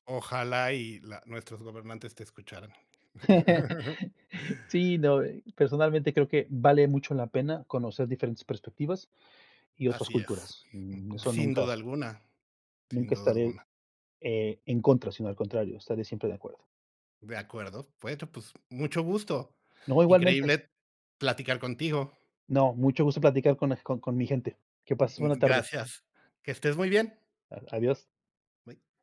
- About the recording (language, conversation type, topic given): Spanish, unstructured, ¿Piensas que el turismo masivo destruye la esencia de los lugares?
- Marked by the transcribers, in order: laugh